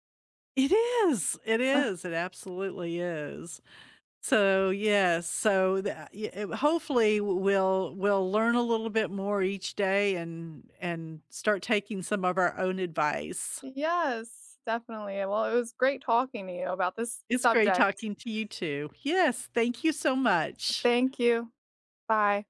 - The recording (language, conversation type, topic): English, unstructured, How do you decide when it’s worth standing your ground?
- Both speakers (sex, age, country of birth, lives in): female, 35-39, United States, United States; female, 65-69, United States, United States
- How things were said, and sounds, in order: chuckle; other background noise